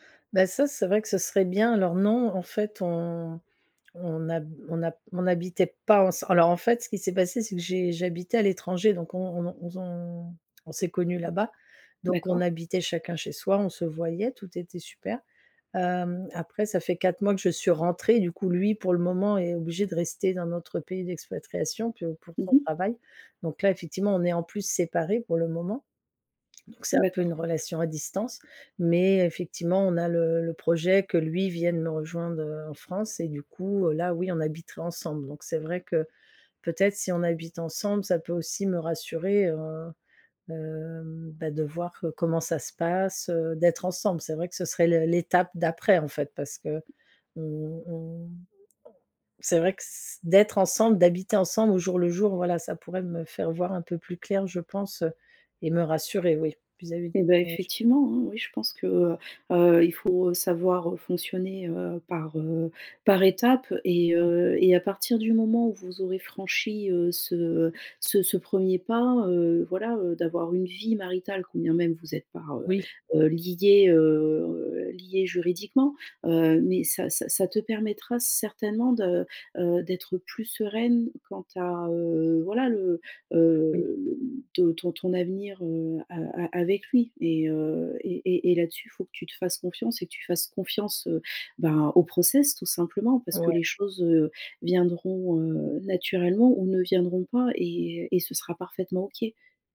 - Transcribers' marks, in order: other background noise; stressed: "pas"; "rejoindre" said as "rejoinde"; stressed: "d'être"; drawn out: "heu"; stressed: "certainement"
- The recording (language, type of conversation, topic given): French, advice, Comment puis-je surmonter mes doutes concernant un engagement futur ?